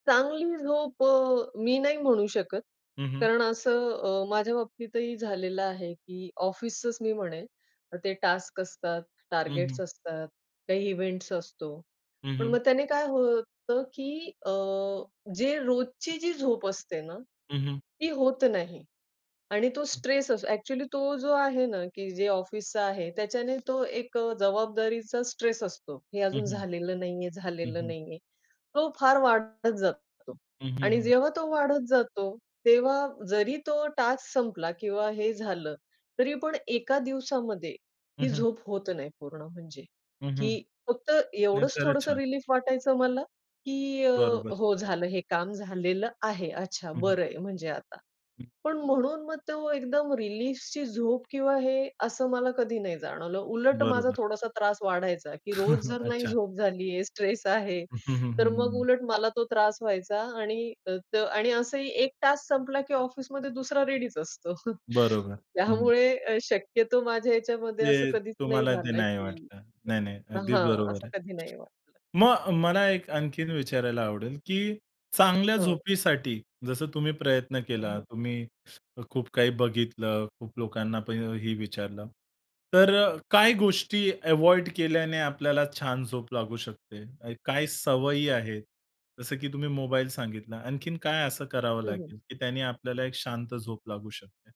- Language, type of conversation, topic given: Marathi, podcast, तुम्ही चांगली झोप लागण्यासाठी काय करता?
- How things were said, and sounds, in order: in English: "टास्क"; in English: "इव्हेंट्स"; other noise; other background noise; in English: "टास्क"; chuckle; in English: "टास्क"; laughing while speaking: "दुसरा रेडीच असतो"; unintelligible speech